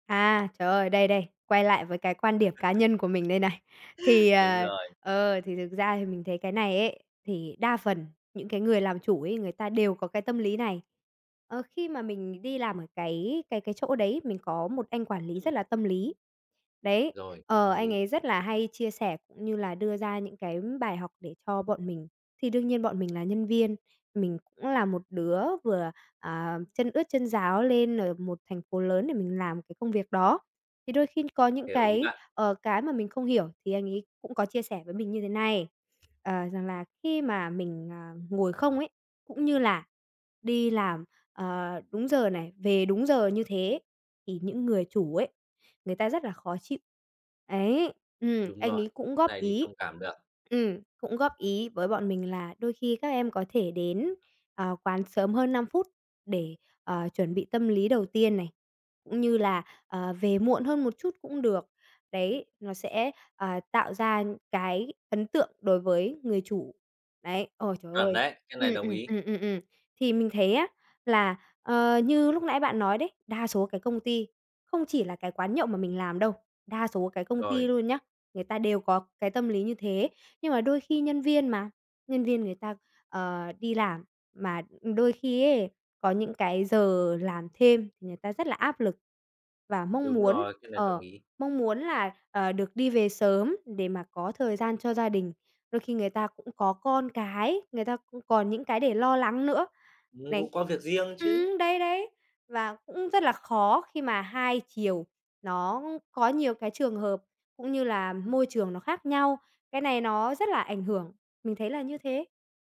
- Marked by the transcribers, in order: other background noise; laugh; tapping
- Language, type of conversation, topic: Vietnamese, podcast, Văn hóa làm thêm giờ ảnh hưởng tới tinh thần nhân viên ra sao?